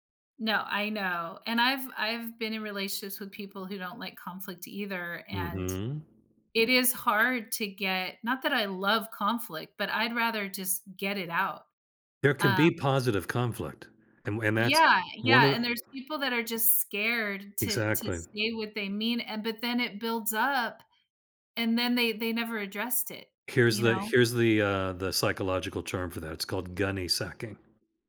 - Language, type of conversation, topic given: English, unstructured, How can practicing gratitude change your outlook and relationships?
- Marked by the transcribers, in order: other background noise; tapping